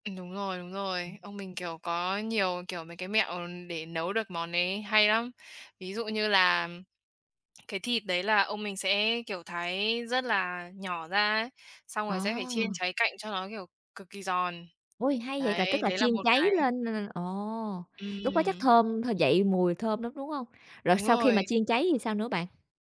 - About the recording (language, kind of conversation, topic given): Vietnamese, podcast, Gia đình bạn có món ăn truyền thống nào không?
- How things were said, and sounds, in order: tapping; other background noise